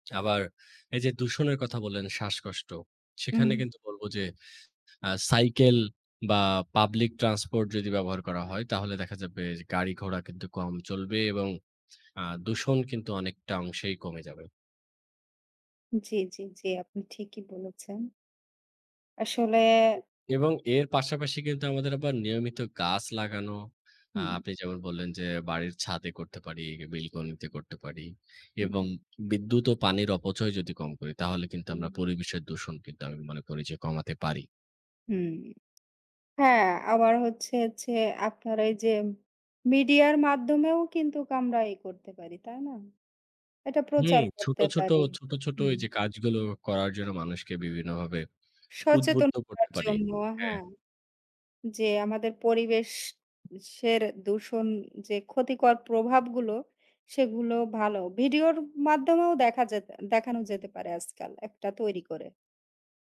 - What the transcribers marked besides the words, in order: other background noise
- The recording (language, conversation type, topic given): Bengali, unstructured, আপনি কেন মনে করেন পরিবেশ দূষণ বাড়ছে?